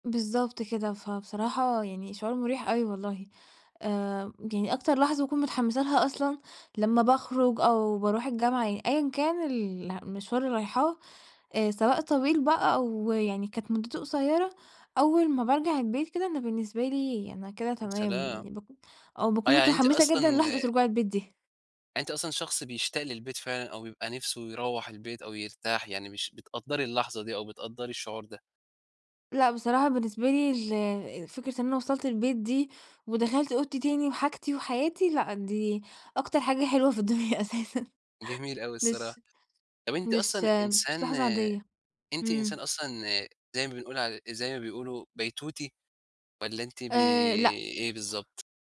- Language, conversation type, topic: Arabic, podcast, إيه هي لحظة الراحة المفضلة عندك في البيت؟
- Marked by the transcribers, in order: laughing while speaking: "الدنيا أساسًا"